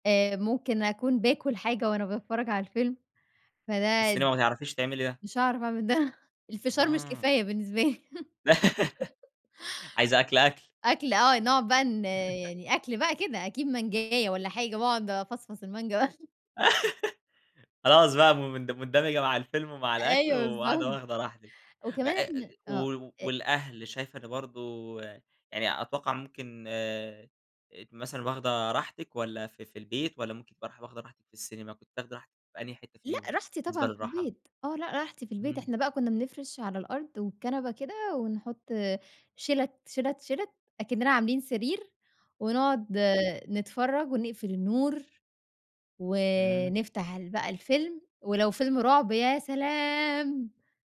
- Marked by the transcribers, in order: chuckle; laugh; chuckle; chuckle; laugh
- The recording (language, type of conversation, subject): Arabic, podcast, إيه رأيك في تجربة مشاهدة الأفلام في السينما مقارنة بالبيت؟